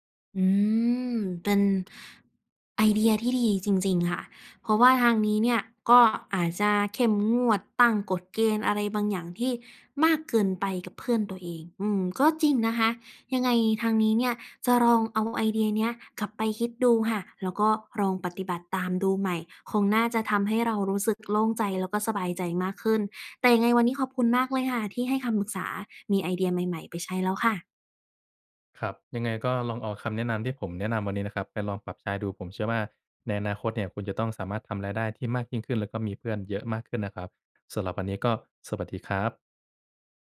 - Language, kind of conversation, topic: Thai, advice, ควรตั้งขอบเขตกับเพื่อนที่ขอความช่วยเหลือมากเกินไปอย่างไร?
- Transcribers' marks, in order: tapping